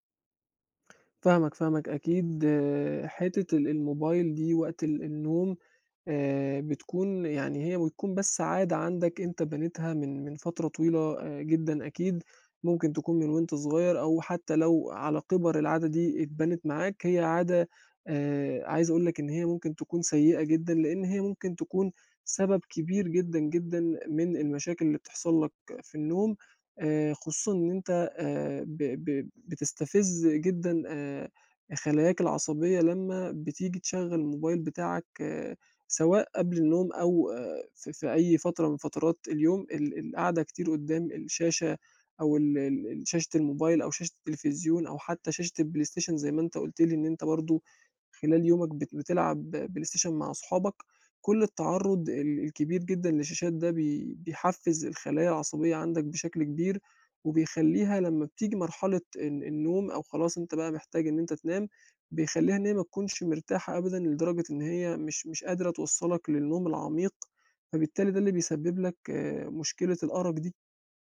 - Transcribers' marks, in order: none
- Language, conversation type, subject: Arabic, advice, إزاي أوصف مشكلة النوم والأرق اللي بتيجي مع الإجهاد المزمن؟